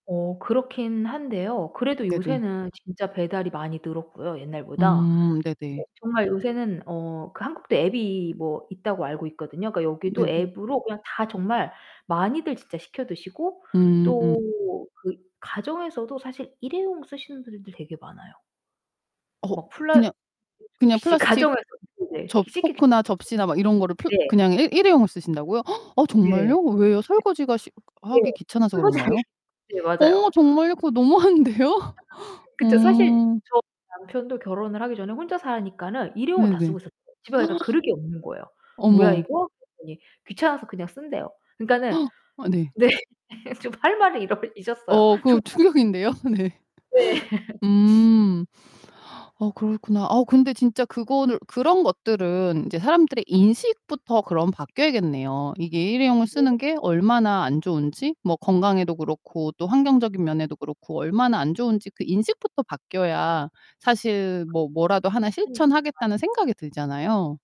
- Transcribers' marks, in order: tapping; other background noise; distorted speech; unintelligible speech; gasp; laughing while speaking: "하기"; background speech; gasp; gasp; laughing while speaking: "네, 좀 할 말을 잃어 잊었어요. 정말"; laughing while speaking: "충격인데요. 네"; laugh; sniff
- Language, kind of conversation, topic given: Korean, podcast, 플라스틱 사용을 줄이기 위한 실용적인 팁은 무엇인가요?